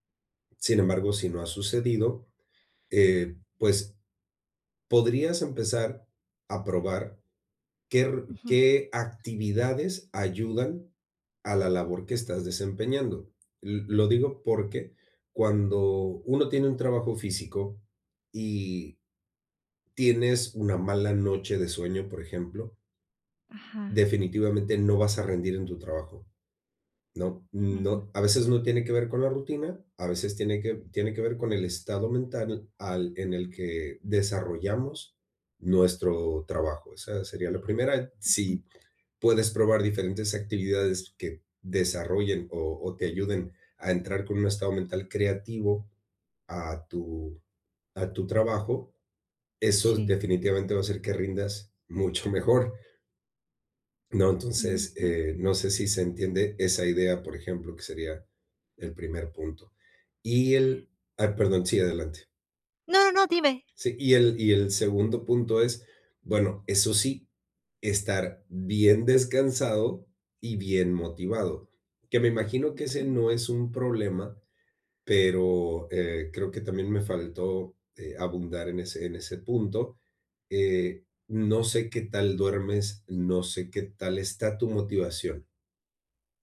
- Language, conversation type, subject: Spanish, advice, ¿Cómo puedo crear una rutina para mantener la energía estable todo el día?
- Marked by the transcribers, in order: none